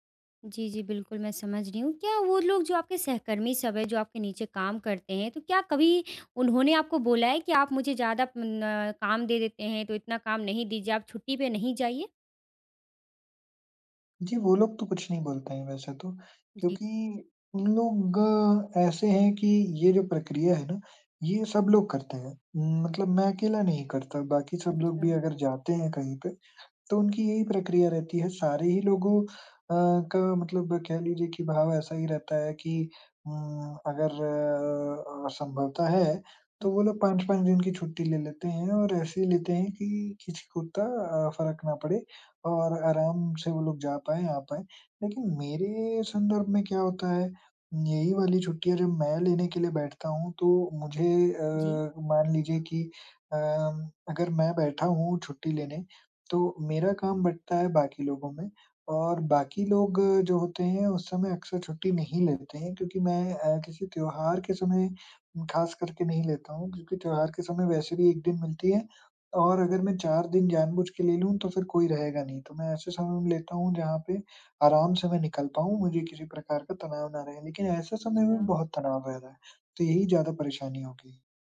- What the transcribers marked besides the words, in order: tapping; other background noise
- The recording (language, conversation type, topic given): Hindi, advice, मैं छुट्टी के दौरान दोषी महसूस किए बिना पूरी तरह आराम कैसे करूँ?